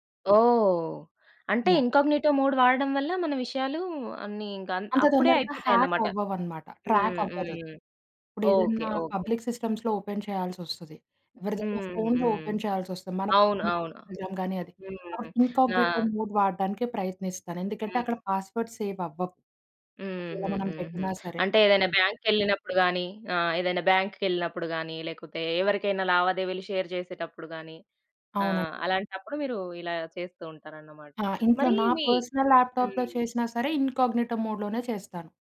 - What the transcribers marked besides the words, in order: in English: "ఇన్‌కాగ్‌నిటో మోడ్"; in English: "హ్యాక్"; in English: "ట్రాక్"; in English: "పబ్లిక్ సిస్టమ్స్‌లో ఓపెన్"; other background noise; in English: "ఓపెన్"; unintelligible speech; in English: "ఇన్‌కాగ్‌నిటో మోడ్"; in English: "పాస్‌వర్డ్స్"; in English: "షేర్"; in English: "పర్సనల్ ల్యాప్‌టాప్‌లో"; in English: "ఇన్‌కాగ్‌నిటో"
- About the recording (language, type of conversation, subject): Telugu, podcast, ఆన్‌లైన్‌లో మీ గోప్యతను మీరు ఎలా జాగ్రత్తగా కాపాడుకుంటారు?